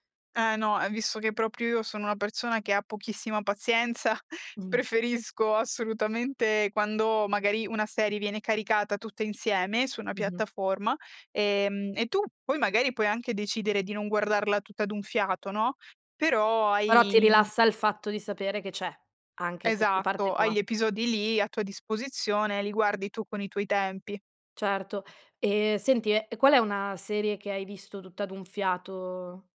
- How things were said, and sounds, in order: "visto" said as "visso"; "proprio" said as "propio"; tapping; chuckle; other background noise; drawn out: "fiato?"
- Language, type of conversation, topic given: Italian, podcast, Che cosa ti attrae di più nelle serie in streaming?